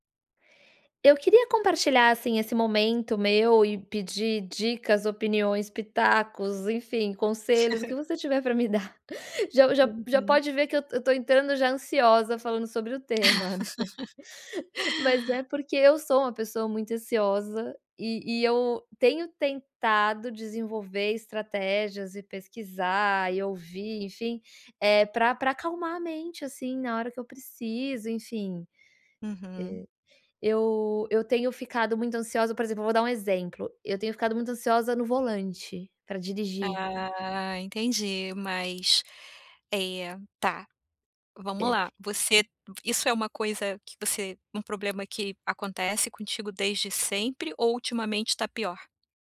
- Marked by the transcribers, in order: chuckle; laugh; chuckle
- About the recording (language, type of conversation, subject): Portuguese, advice, Como posso acalmar a mente rapidamente?